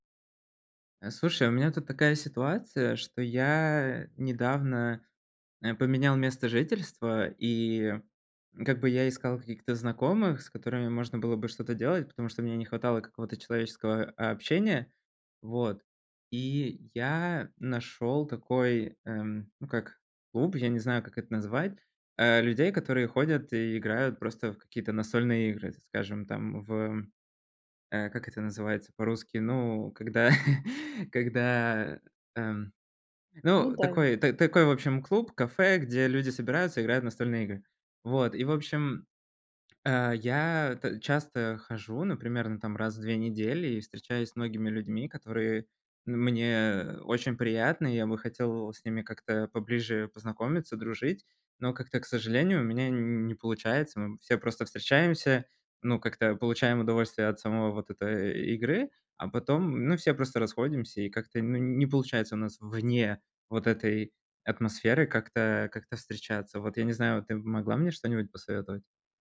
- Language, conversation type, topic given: Russian, advice, Как постепенно превратить знакомых в близких друзей?
- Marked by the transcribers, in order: laughing while speaking: "когда"